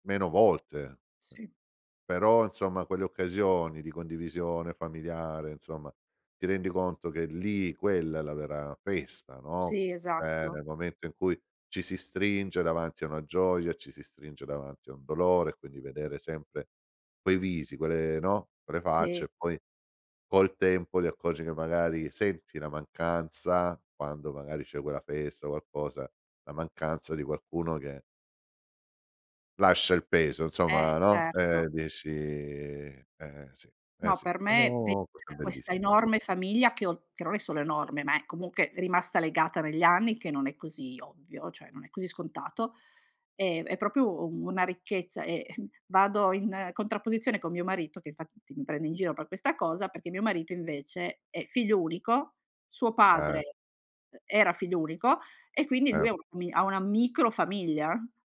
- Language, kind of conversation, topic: Italian, podcast, Qual è stata una cena memorabile in famiglia che ricordi ancora oggi?
- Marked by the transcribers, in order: other background noise; "Cioè" said as "ceh"; "comunque" said as "comuche"; "cioè" said as "ceh"; "proprio" said as "propio"; chuckle